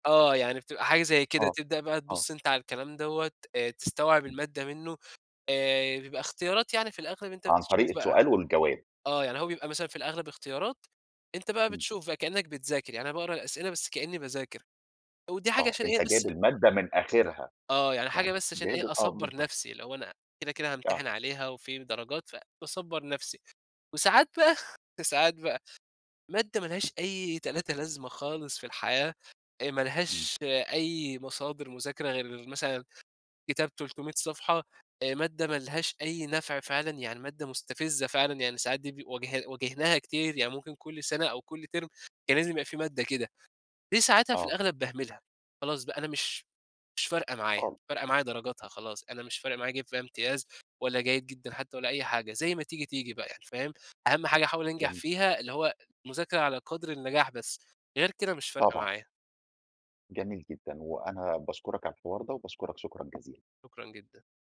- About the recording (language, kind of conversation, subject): Arabic, podcast, إزاي بتتعامل مع الإحساس إنك بتضيّع وقتك؟
- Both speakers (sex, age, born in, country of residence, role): male, 20-24, Egypt, Egypt, guest; male, 40-44, Egypt, Egypt, host
- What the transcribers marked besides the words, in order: chuckle; in English: "تِرم"; unintelligible speech; tapping